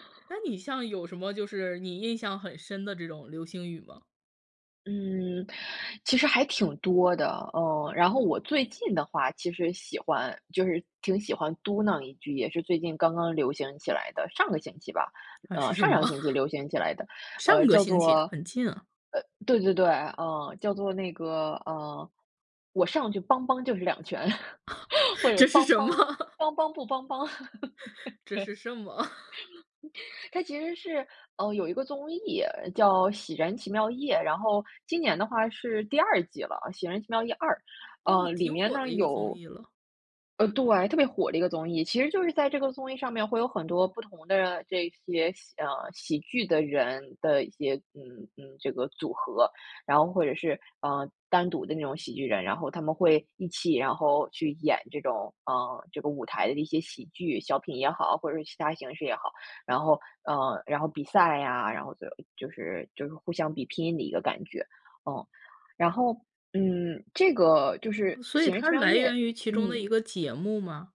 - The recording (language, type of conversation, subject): Chinese, podcast, 你特别喜欢哪个网络流行语，为什么？
- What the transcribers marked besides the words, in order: other background noise; chuckle; chuckle; laughing while speaking: "什么？"; chuckle; laughing while speaking: "对"; chuckle